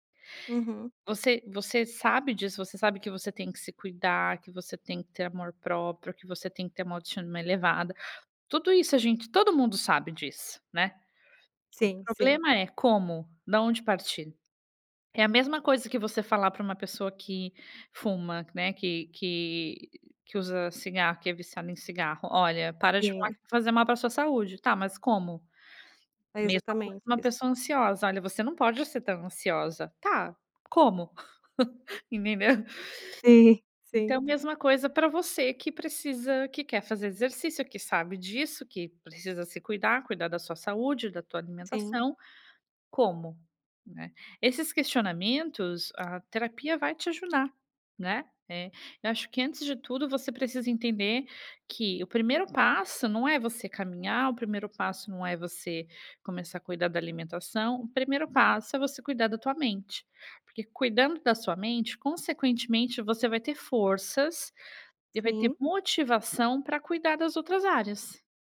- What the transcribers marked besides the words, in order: chuckle; tapping
- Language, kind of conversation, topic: Portuguese, advice, Por que você inventa desculpas para não cuidar da sua saúde?